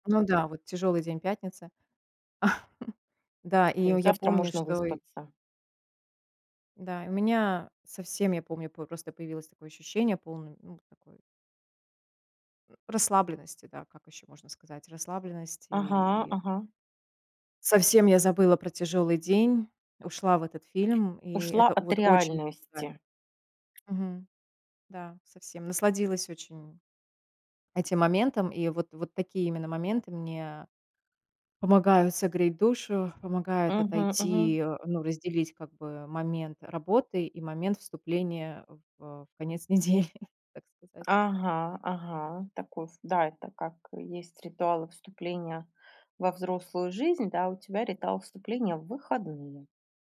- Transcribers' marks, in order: tapping; chuckle; other background noise; chuckle
- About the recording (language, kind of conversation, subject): Russian, podcast, Что помогает тебе расслабиться после тяжёлого дня?